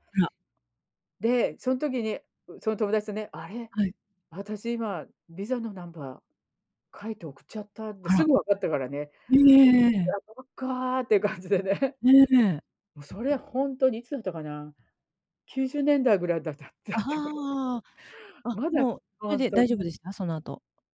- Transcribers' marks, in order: laughing while speaking: "だ だ だったからね"
- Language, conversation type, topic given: Japanese, unstructured, テクノロジーの発達によって失われたものは何だと思いますか？